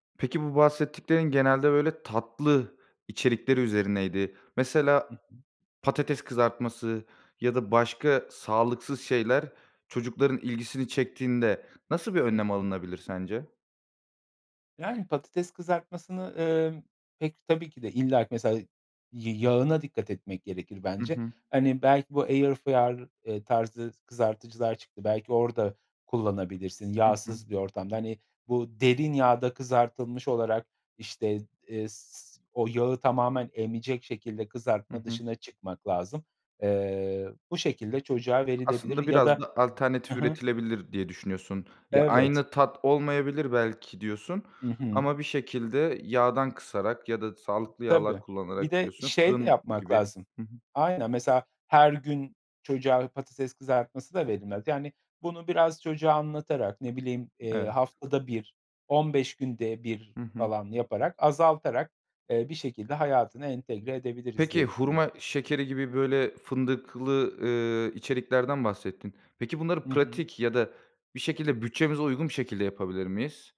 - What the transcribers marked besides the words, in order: in English: "air fryer"; tapping; other background noise; other noise
- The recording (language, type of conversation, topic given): Turkish, podcast, Sağlıklı beslenmek için pratik ipuçları nelerdir?